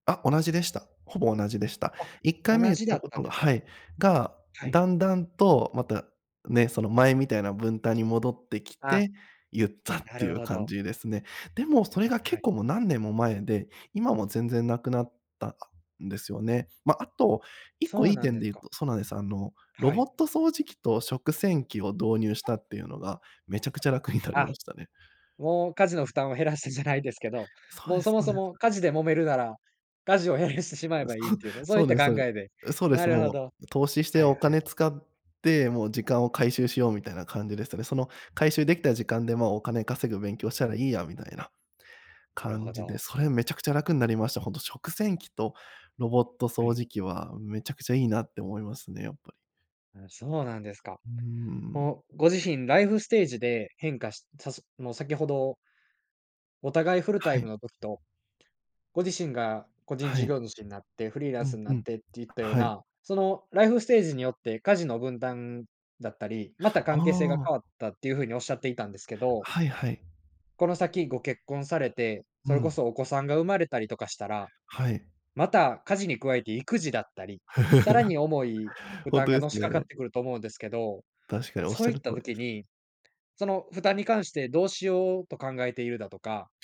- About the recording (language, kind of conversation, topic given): Japanese, podcast, 普段、家事の分担はどのようにしていますか？
- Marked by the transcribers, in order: tapping; other background noise; chuckle